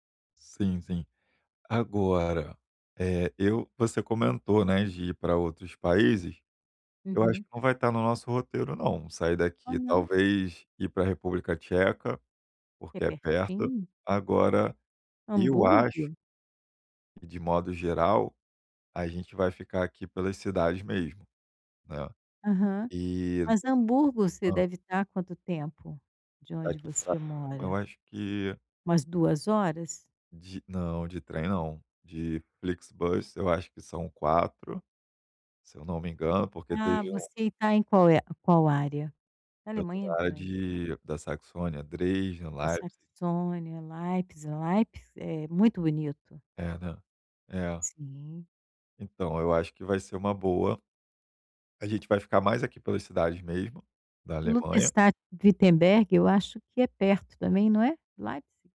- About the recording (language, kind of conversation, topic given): Portuguese, advice, Como aproveitar bem as férias quando tenho pouco tempo?
- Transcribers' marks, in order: tapping